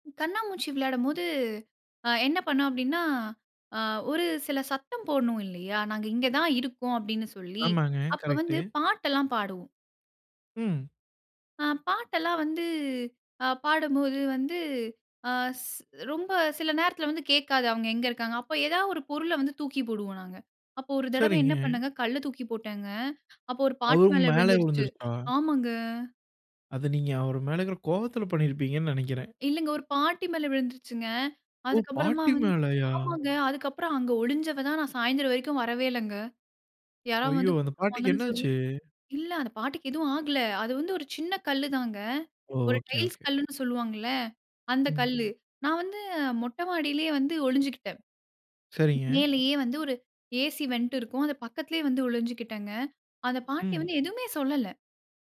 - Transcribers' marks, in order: tapping; "இருக்காங்கன்னு" said as "இருக்காங்க"; sad: "அப்போ ஒரு பாட்டி மேல விழுந்துருச்சு ஆமாங்க"; surprised: "ஓ! பாட்டி மேலயா?"; anticipating: "ஐயோ! அந்த பாட்டிக்கு என்ன ஆச்சு?"; other background noise
- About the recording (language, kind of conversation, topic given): Tamil, podcast, குழந்தைப் பருவத்தில் உங்களுக்கு மிகவும் பிடித்த பொழுதுபோக்கு எது?